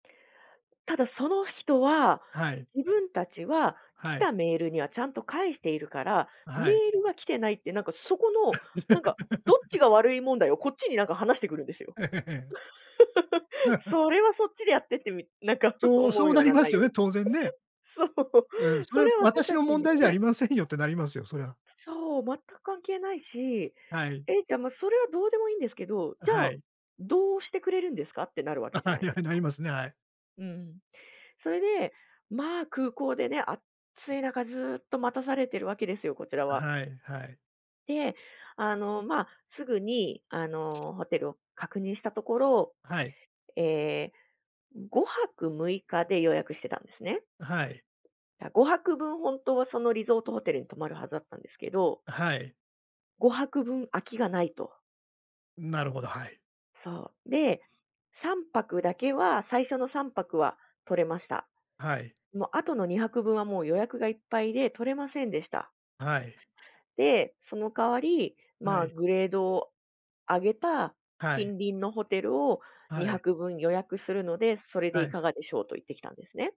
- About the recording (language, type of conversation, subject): Japanese, podcast, ホテルの予約が消えていたとき、どう対応しましたか？
- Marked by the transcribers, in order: laugh; laugh; laughing while speaking: "ええ"; laugh; laughing while speaking: "なんか思うような内容。そう"; laughing while speaking: "あ、はい はい"; other background noise